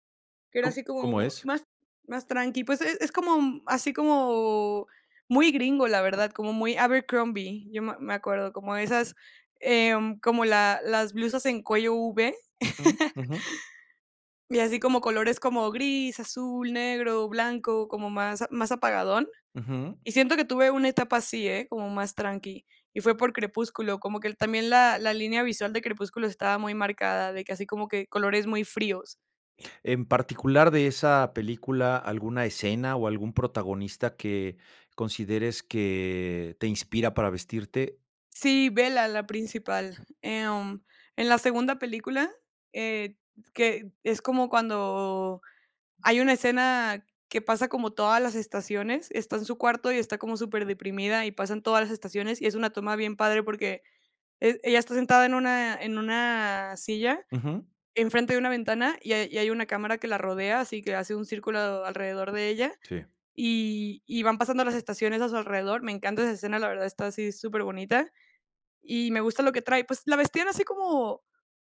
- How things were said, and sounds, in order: chuckle; other background noise
- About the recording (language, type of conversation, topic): Spanish, podcast, ¿Qué película o serie te inspira a la hora de vestirte?